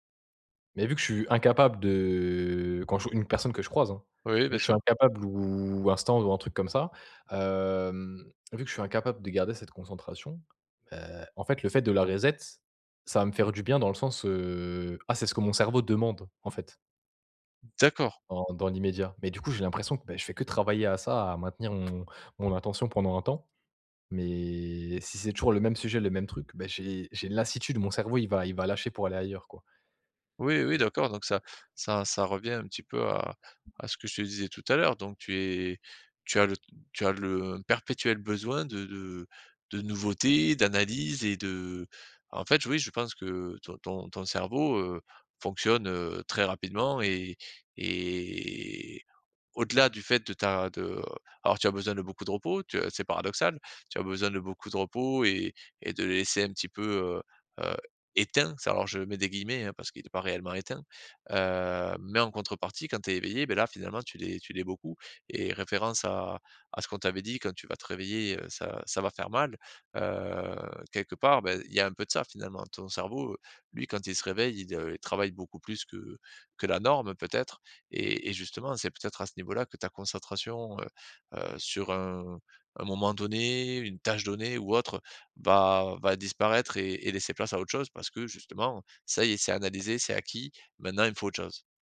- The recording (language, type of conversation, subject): French, advice, Comment puis-je rester concentré longtemps sur une seule tâche ?
- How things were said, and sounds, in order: drawn out: "de"; unintelligible speech; drawn out: "hem"; other background noise; tapping; drawn out: "et"; stressed: "éteint"